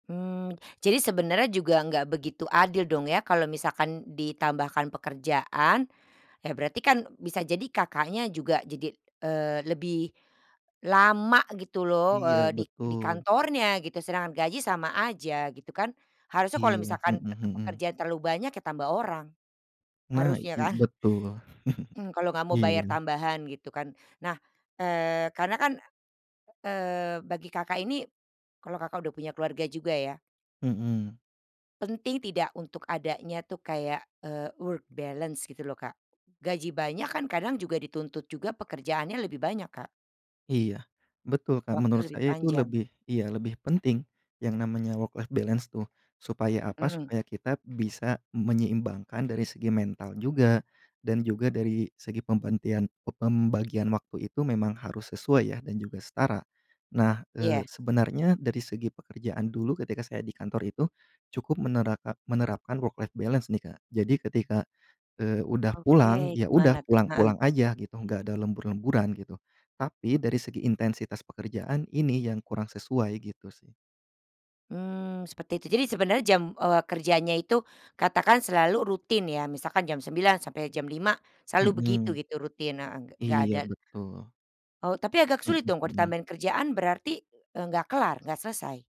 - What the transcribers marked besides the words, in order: chuckle; other background noise; in English: "work balance"; in English: "work life balance"; in English: "work life balance"
- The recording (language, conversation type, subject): Indonesian, podcast, Bagaimana kamu memutuskan antara uang dan kepuasan kerja?